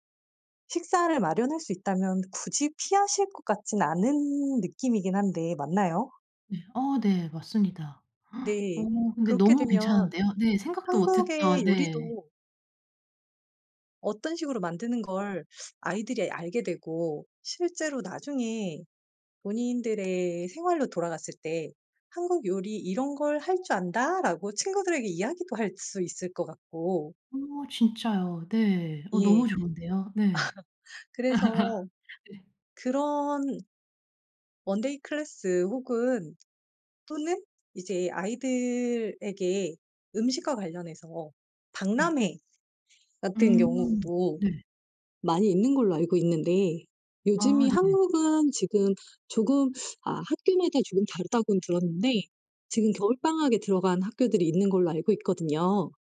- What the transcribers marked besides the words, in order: gasp; teeth sucking; tapping; other background noise; laugh; in English: "one-day class"; teeth sucking
- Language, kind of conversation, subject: Korean, advice, 바쁜 일상에서 가공식품 섭취를 간단히 줄이고 식습관을 개선하려면 어떻게 해야 하나요?